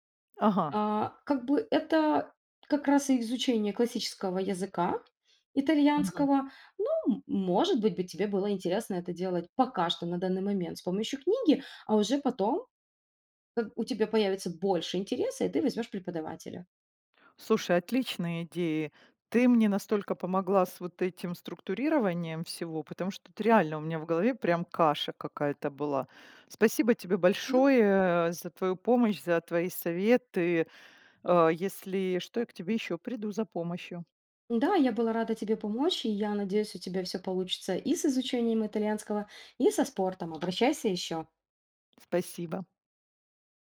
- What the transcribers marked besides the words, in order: none
- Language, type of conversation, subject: Russian, advice, Как выбрать, на какие проекты стоит тратить время, если их слишком много?
- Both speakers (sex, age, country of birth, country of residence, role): female, 40-44, Ukraine, Italy, advisor; female, 50-54, Ukraine, Italy, user